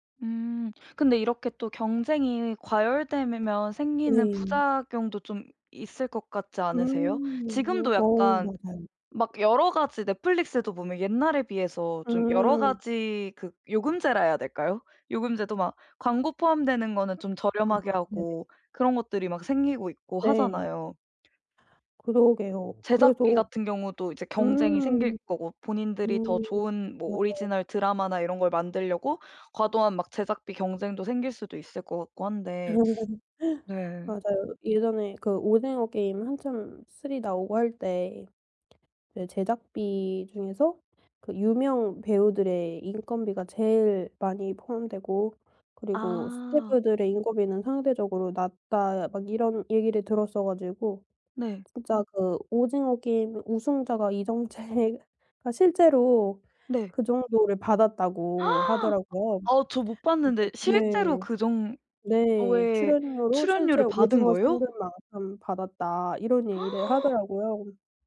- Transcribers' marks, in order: other background noise; laugh; tapping; laughing while speaking: "이정재가"; gasp; gasp
- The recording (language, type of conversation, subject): Korean, podcast, OTT 플랫폼 간 경쟁이 콘텐츠에 어떤 영향을 미쳤나요?